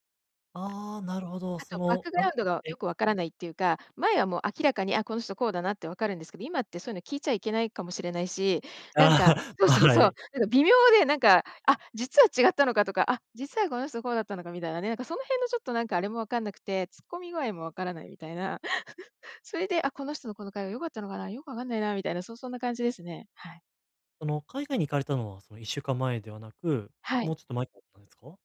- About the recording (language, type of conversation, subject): Japanese, advice, 他人の評価を気にしすぎない練習
- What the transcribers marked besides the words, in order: laugh; laughing while speaking: "そう そう そう"; laugh